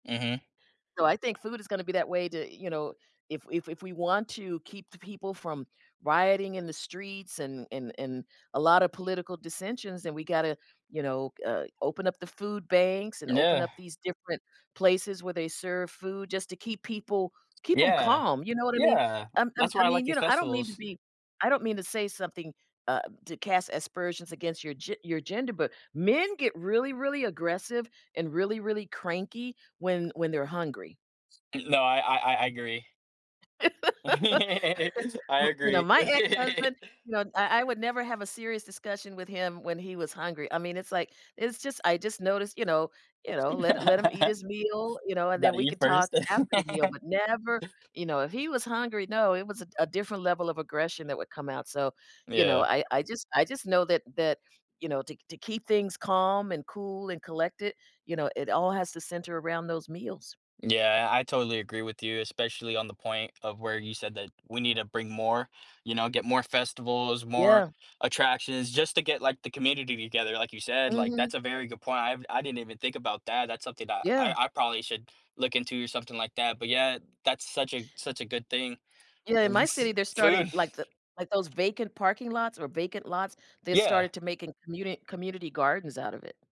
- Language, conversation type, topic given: English, unstructured, In what ways does sharing traditional foods help you feel connected to your cultural background?
- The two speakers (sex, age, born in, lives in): female, 60-64, United States, United States; male, 20-24, United States, United States
- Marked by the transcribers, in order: other background noise; tapping; laugh; laugh; laugh; laugh; unintelligible speech